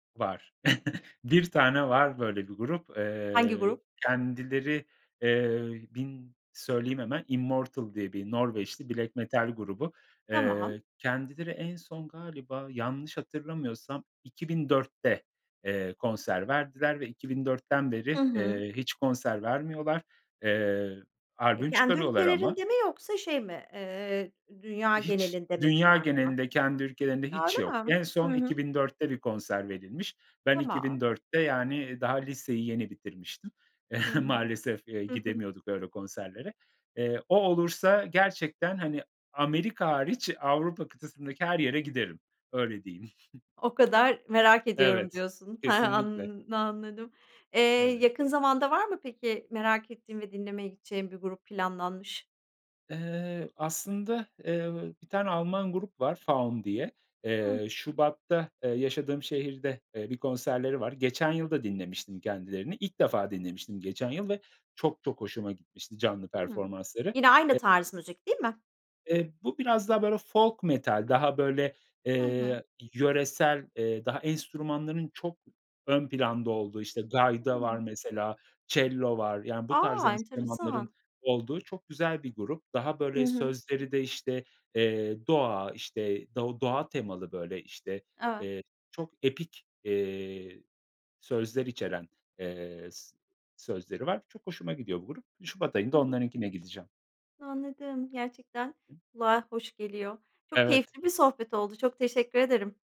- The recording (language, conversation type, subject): Turkish, podcast, Bir konser deneyimi seni nasıl değiştirir veya etkiler?
- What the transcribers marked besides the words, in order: chuckle; chuckle; chuckle; tapping; other background noise